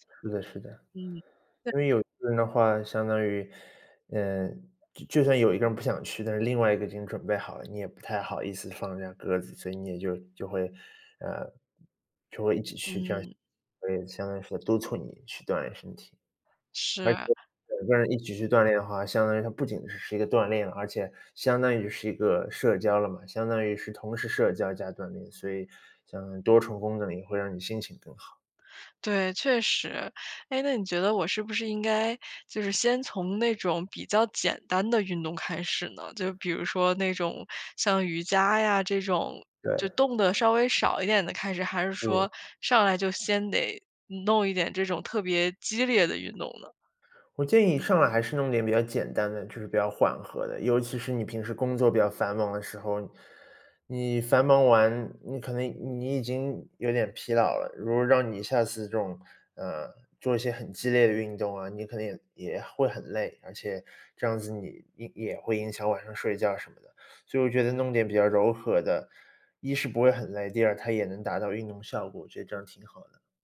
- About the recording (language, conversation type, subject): Chinese, advice, 如何才能养成规律运动的习惯，而不再三天打鱼两天晒网？
- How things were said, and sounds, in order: other noise